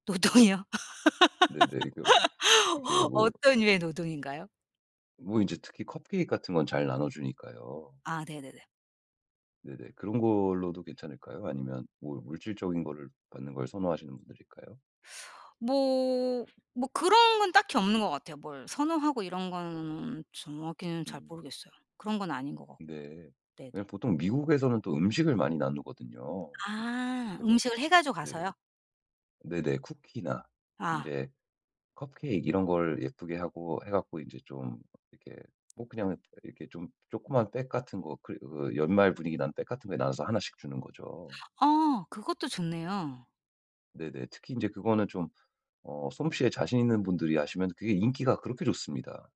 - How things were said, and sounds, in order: laughing while speaking: "노동이요?"; laugh; tapping; other background noise
- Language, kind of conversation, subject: Korean, advice, 예산 안에서 쉽게 멋진 선물을 고르려면 어떤 기준으로 선택하면 좋을까요?